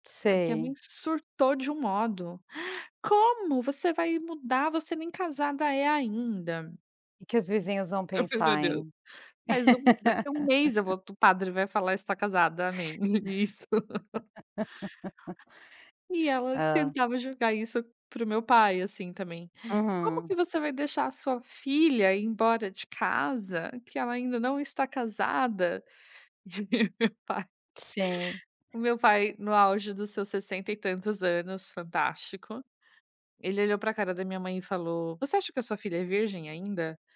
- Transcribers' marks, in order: gasp; laughing while speaking: "Eu fiz: Meu Deus"; laugh; chuckle; laugh; gasp; laughing while speaking: "Meu pai"
- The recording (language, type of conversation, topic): Portuguese, podcast, Como foi sair da casa dos seus pais pela primeira vez?